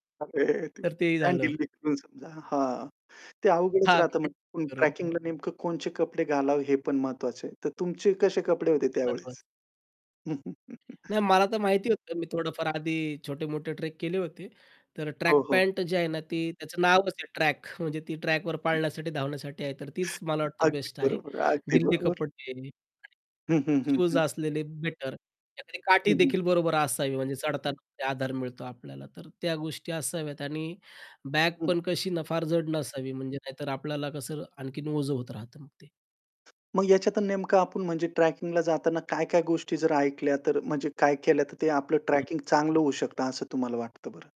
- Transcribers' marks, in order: distorted speech; unintelligible speech; tapping; unintelligible speech; "कोणते" said as "कोणचे"; chuckle; in English: "ट्रेक"; static; laughing while speaking: "अगदी बरोबर आहे. अगदी बरोबर"; unintelligible speech; unintelligible speech; other background noise
- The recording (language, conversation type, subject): Marathi, podcast, तुमच्या आवडत्या ट्रेकचा अनुभव कसा होता?